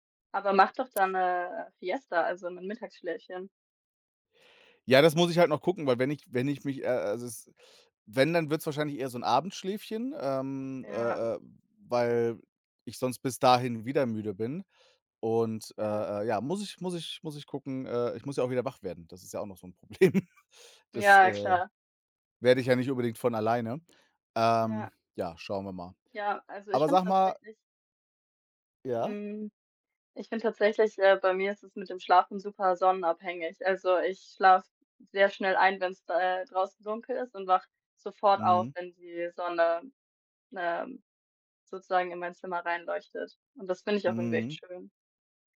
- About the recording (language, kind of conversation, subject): German, unstructured, Was verbindet dich persönlich mit der Natur?
- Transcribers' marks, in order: laughing while speaking: "Problem"